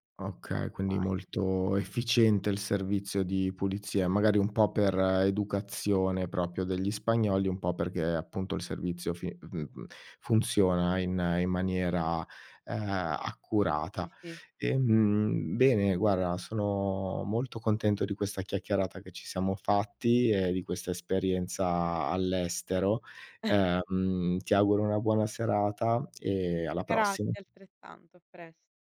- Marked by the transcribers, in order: unintelligible speech; unintelligible speech; chuckle
- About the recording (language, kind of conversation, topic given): Italian, podcast, Come hai bilanciato culture diverse nella tua vita?